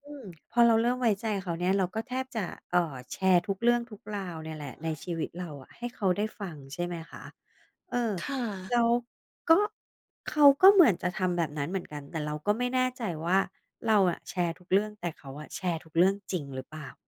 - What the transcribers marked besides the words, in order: other background noise
- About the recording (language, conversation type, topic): Thai, podcast, อะไรทำให้คนเราสูญเสียความไว้ใจกันเร็วที่สุด?